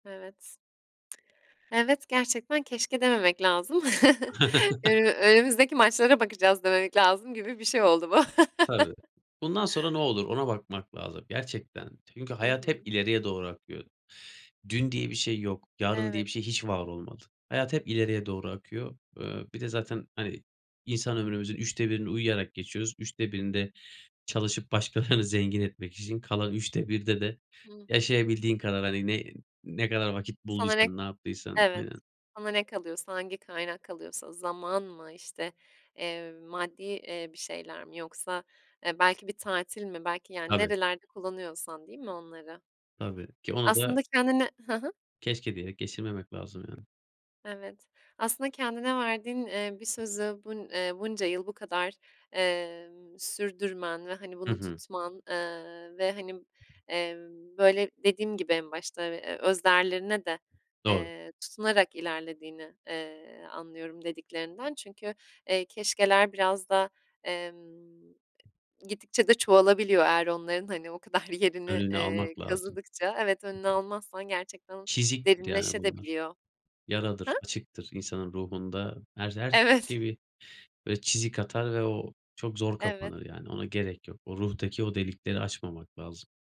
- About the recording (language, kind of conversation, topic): Turkish, podcast, Sence “keşke” demekten nasıl kurtulabiliriz?
- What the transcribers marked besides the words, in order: other background noise; chuckle; chuckle; laughing while speaking: "başkalarını"; unintelligible speech; tapping; laughing while speaking: "o kadar"; unintelligible speech; laughing while speaking: "Evet"